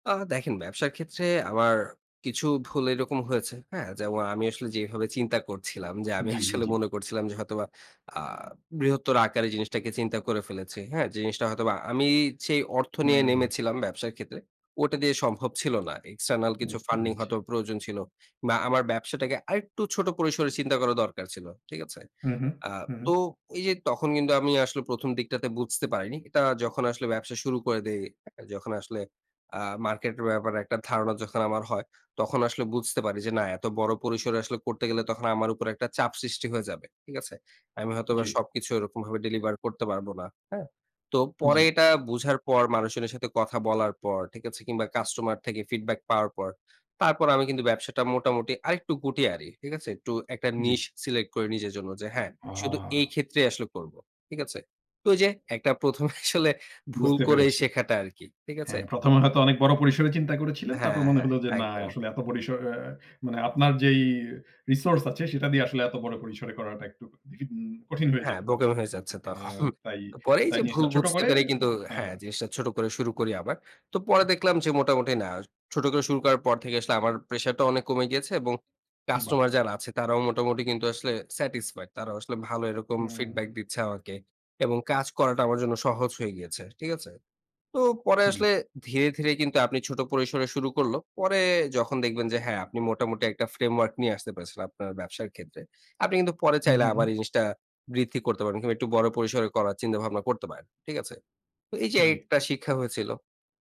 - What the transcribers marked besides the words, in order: laughing while speaking: "আসলে"; in English: "এক্সটার্নাল"; in English: "ফান্ডিং"; other noise; "গুটিয়ে আনি" said as "গুটিয়ারি"; in English: "নিশ"; other background noise; laughing while speaking: "প্রথম এ আসলে"; unintelligible speech; laughing while speaking: "তখন"; in English: "স্যাটিসফাইড"; in English: "ফ্রেমওয়ার্ক"
- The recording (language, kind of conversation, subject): Bengali, podcast, আপনি কীভাবে ভুল থেকে শিক্ষা নিয়ে নিজের সফলতার সংজ্ঞা নতুন করে নির্ধারণ করেন?
- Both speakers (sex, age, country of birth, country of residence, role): male, 40-44, Bangladesh, Finland, host; male, 60-64, Bangladesh, Bangladesh, guest